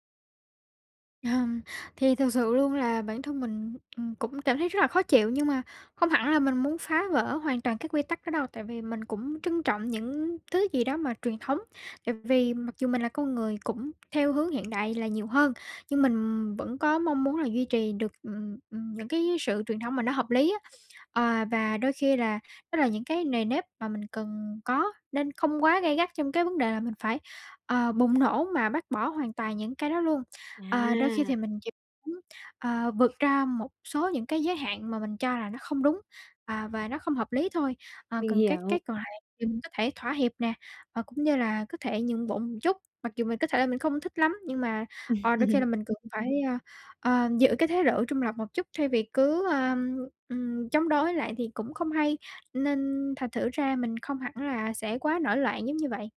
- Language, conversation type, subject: Vietnamese, advice, Làm sao tôi có thể giữ được bản sắc riêng và tự do cá nhân trong gia đình và cộng đồng?
- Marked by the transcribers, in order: tapping; laugh